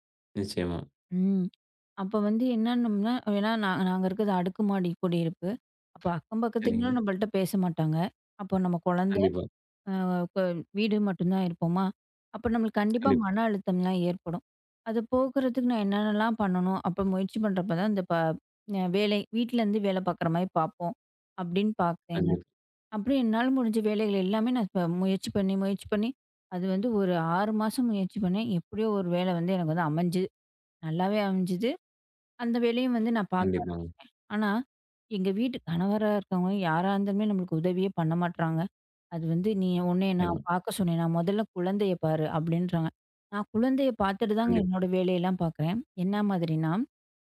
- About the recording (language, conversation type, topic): Tamil, podcast, வேலை இடத்தில் நீங்கள் பெற்ற பாத்திரம், வீட்டில் நீங்கள் நடந்துகொள்ளும் விதத்தை எப்படி மாற்றுகிறது?
- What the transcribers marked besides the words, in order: other noise; unintelligible speech